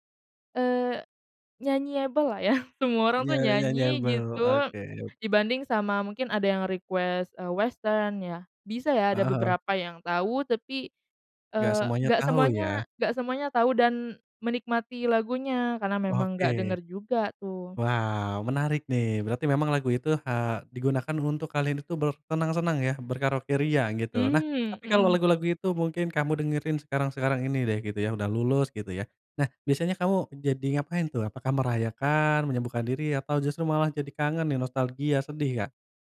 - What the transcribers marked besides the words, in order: in English: "nyanyi-able"; laughing while speaking: "ya"; in English: "nyanyi-able"; in English: "request"; other background noise
- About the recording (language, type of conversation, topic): Indonesian, podcast, Pernahkah ada satu lagu yang terasa sangat nyambung dengan momen penting dalam hidupmu?